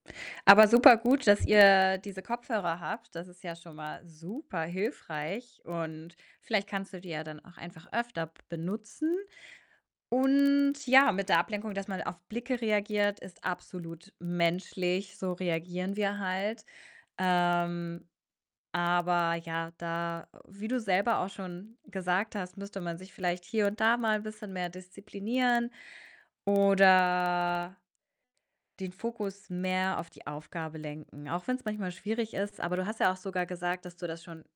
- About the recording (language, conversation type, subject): German, advice, Wie kann ich meine Konzentrationsphasen verlängern, um länger am Stück tief arbeiten zu können?
- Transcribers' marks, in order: distorted speech; other background noise; stressed: "super"; drawn out: "oder"